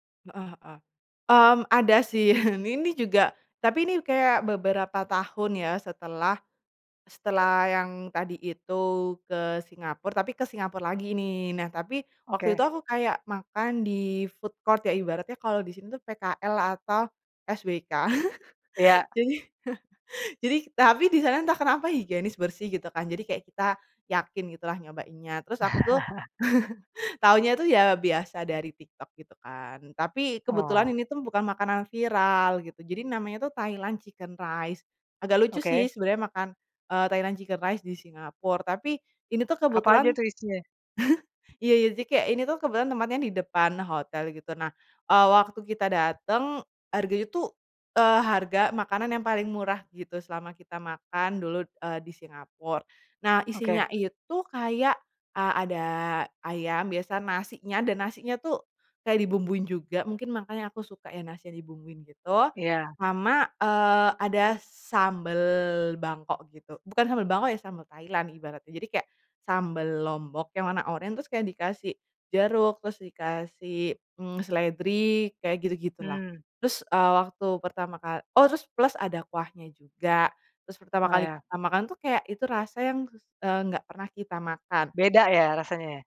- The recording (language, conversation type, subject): Indonesian, podcast, Apa pengalaman makan atau kuliner yang paling berkesan?
- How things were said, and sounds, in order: chuckle; in English: "di-food court"; chuckle; chuckle; in English: "Thailand chicken rice"; in English: "Thailand chicken rice"; chuckle; other background noise